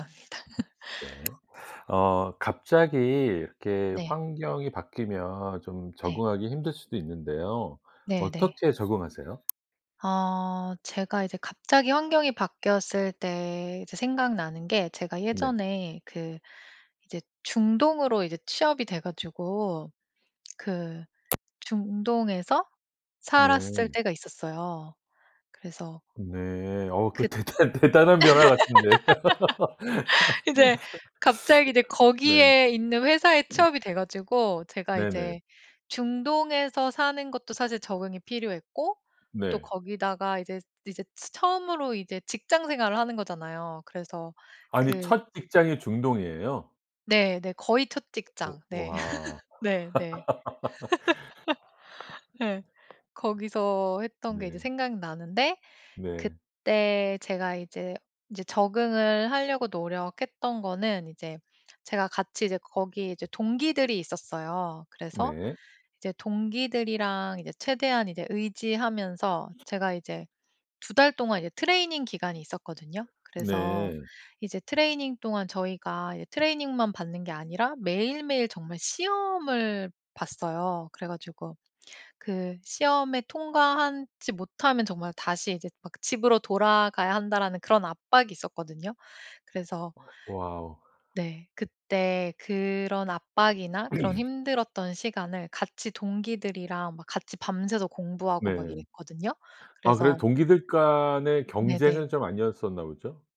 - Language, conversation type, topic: Korean, podcast, 갑자기 환경이 바뀌었을 때 어떻게 적응하셨나요?
- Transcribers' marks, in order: tapping; laugh; other background noise; laugh; laughing while speaking: "근데"; laughing while speaking: "대단 대단한 변화 같은데"; laugh; laugh; throat clearing